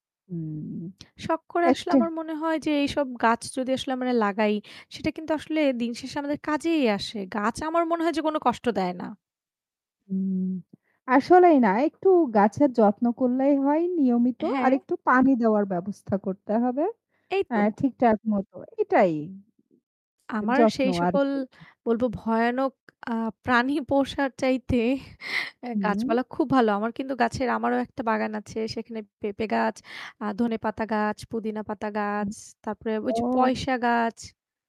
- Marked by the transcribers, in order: static; unintelligible speech; scoff; mechanical hum; distorted speech
- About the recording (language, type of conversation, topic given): Bengali, unstructured, তোমার কী কী ধরনের শখ আছে?